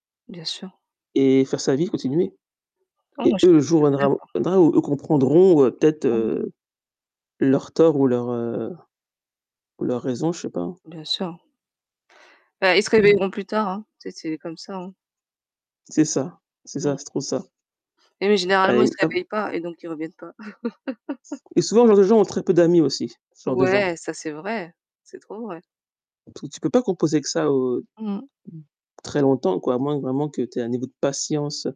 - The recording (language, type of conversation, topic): French, unstructured, Comment trouves-tu un compromis quand tu es en désaccord avec un proche ?
- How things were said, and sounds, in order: distorted speech; tapping; unintelligible speech; laugh; stressed: "patience"